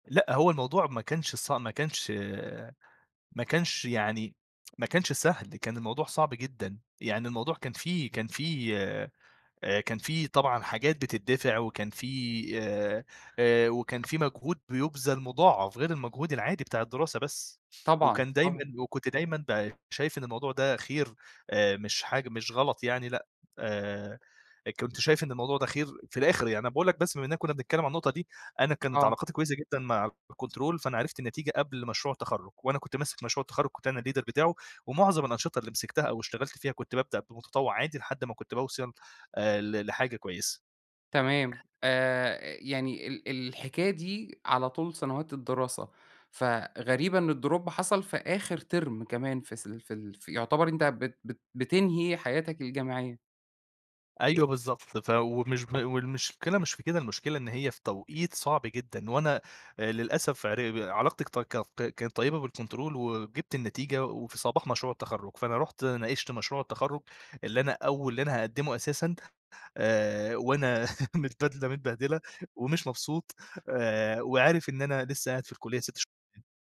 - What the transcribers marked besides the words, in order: in English: "الكنترول"; tapping; in English: "الleader"; in English: "الdrop"; in English: "تِرم"; other background noise; in English: "بالكونترول"; laugh; unintelligible speech
- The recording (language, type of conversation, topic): Arabic, podcast, إزاي بتعرف إن الفشل ممكن يبقى فرصة مش نهاية؟